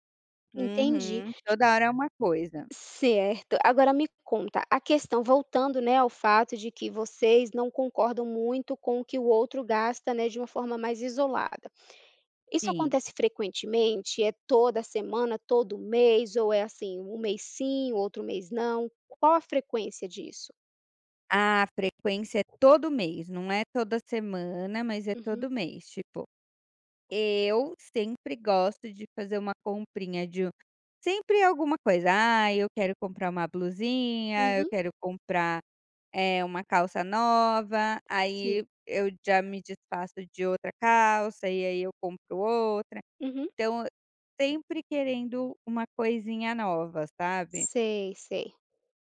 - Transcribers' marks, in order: tapping; other background noise
- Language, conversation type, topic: Portuguese, advice, Como você descreveria um desentendimento entre o casal sobre dinheiro e gastos?
- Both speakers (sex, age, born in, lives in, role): female, 30-34, Brazil, United States, advisor; female, 35-39, Brazil, Portugal, user